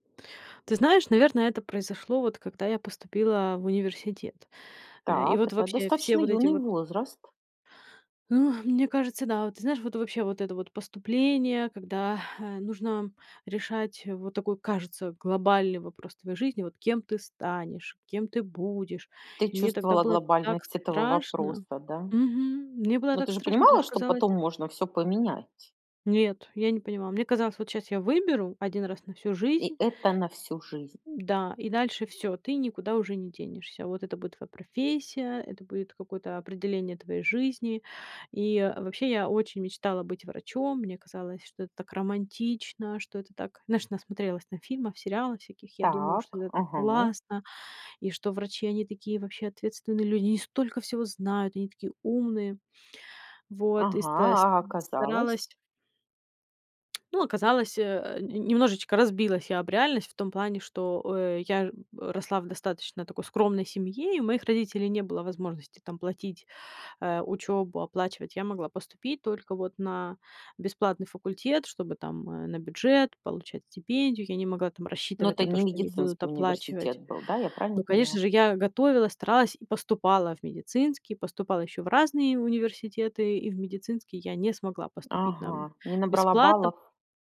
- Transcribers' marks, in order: lip smack
- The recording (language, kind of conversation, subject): Russian, podcast, Когда ты впервые почувствовал(а) взрослую ответственность?